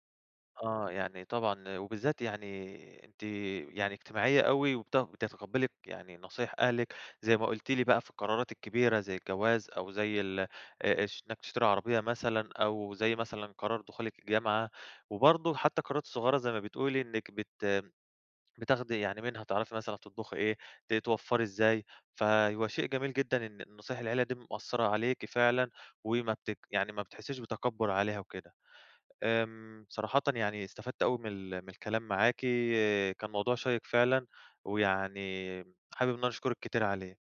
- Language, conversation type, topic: Arabic, podcast, هل نصايح العيلة بتأثر على قراراتك الطويلة المدى ولا القصيرة؟
- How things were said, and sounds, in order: none